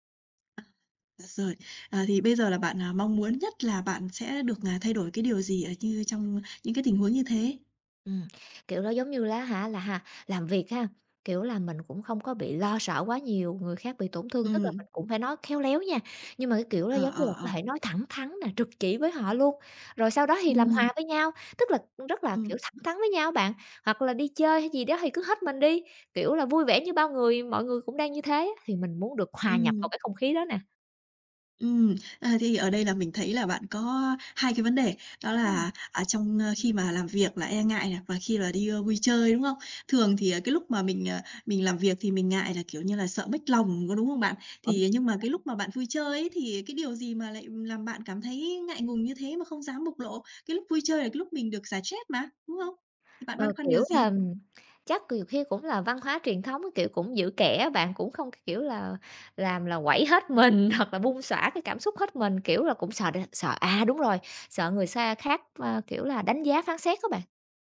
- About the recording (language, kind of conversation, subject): Vietnamese, advice, Bạn cảm thấy ngại bộc lộ cảm xúc trước đồng nghiệp hoặc bạn bè không?
- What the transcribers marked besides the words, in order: tapping; other background noise; unintelligible speech; laughing while speaking: "mình"